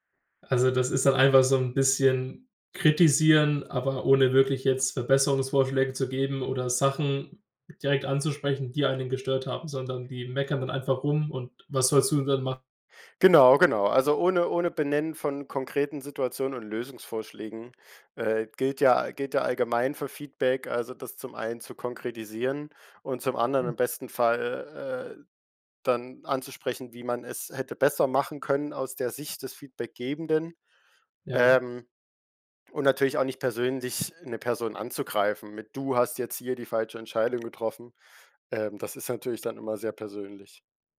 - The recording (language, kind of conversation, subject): German, podcast, Wie kannst du Feedback nutzen, ohne dich kleinzumachen?
- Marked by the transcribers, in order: none